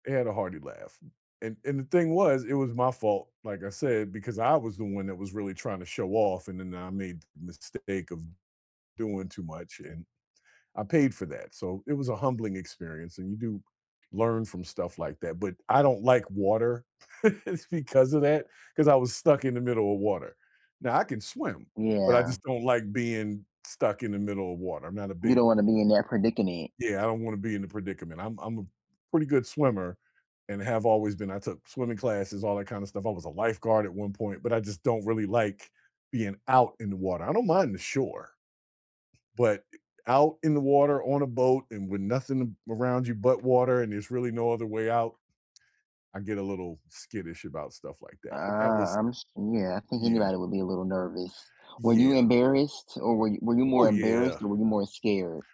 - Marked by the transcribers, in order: chuckle; "predicament" said as "predicanint"; other background noise; tapping
- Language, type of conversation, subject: English, unstructured, What’s the most memorable field trip or school outing you still cherish, and what made it special?
- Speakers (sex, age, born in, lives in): male, 18-19, United States, United States; male, 50-54, United States, United States